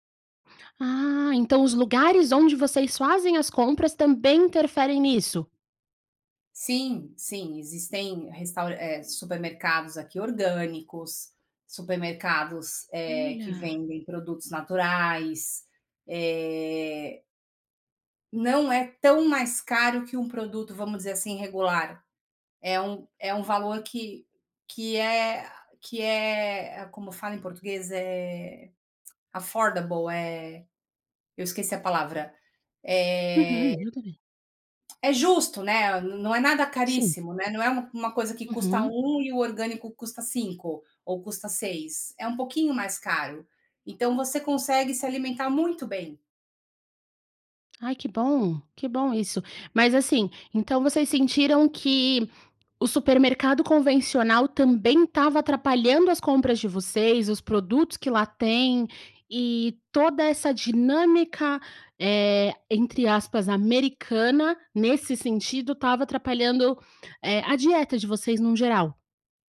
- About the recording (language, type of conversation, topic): Portuguese, podcast, Como a comida do novo lugar ajudou você a se adaptar?
- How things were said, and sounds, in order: in English: "affordable"; tapping